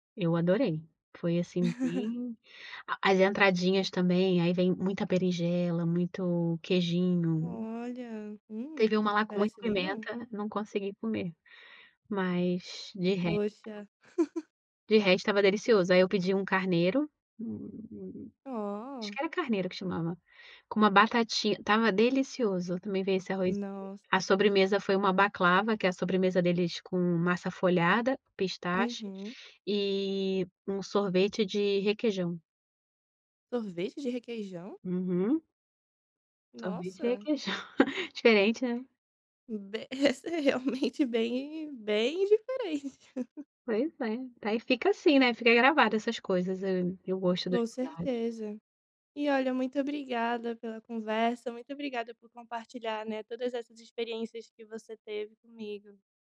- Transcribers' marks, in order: chuckle; chuckle; unintelligible speech; chuckle
- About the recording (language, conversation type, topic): Portuguese, podcast, Qual foi a melhor comida que você experimentou viajando?